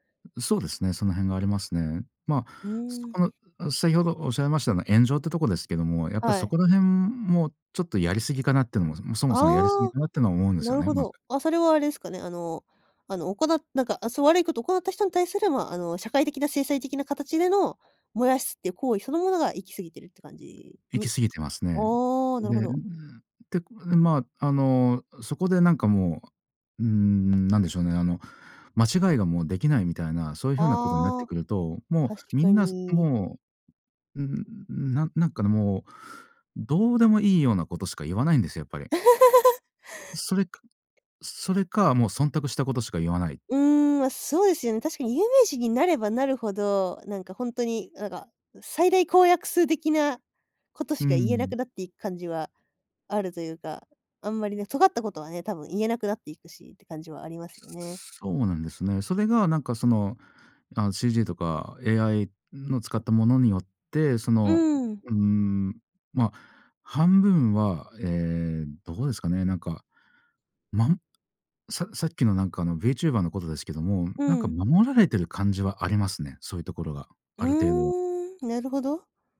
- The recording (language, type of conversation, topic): Japanese, podcast, AIやCGのインフルエンサーをどう感じますか？
- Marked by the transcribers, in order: other background noise; tapping; laugh